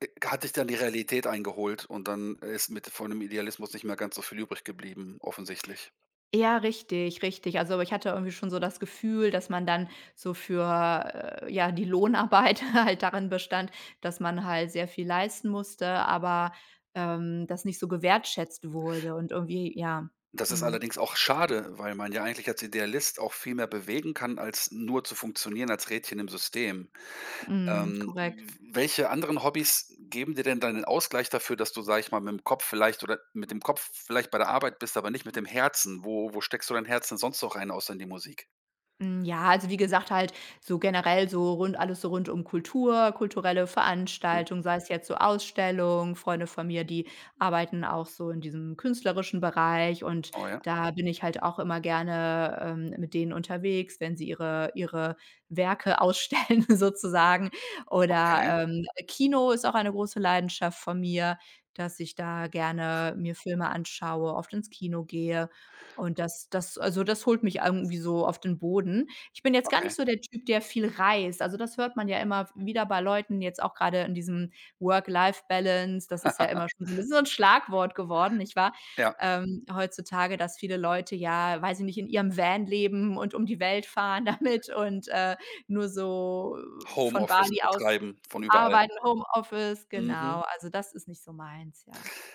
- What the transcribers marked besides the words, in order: laughing while speaking: "Lohnarbeit halt"; other background noise; laughing while speaking: "ausstellen sozusagen"; tapping; "irgendwie" said as "eigendwie"; in English: "Work-Life-Balance"; laugh; laughing while speaking: "damit"
- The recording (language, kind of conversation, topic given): German, podcast, Wie findest du in deinem Job eine gute Balance zwischen Arbeit und Privatleben?